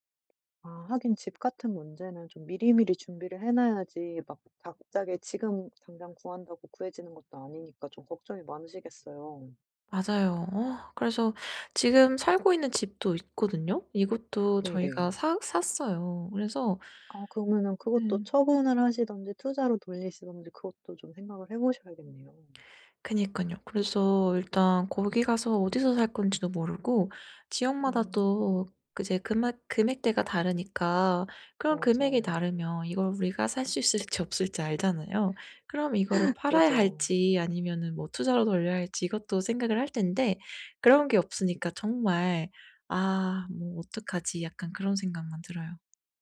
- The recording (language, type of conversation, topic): Korean, advice, 미래가 불확실해서 걱정이 많을 때, 일상에서 걱정을 줄일 수 있는 방법은 무엇인가요?
- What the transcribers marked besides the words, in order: tapping; laugh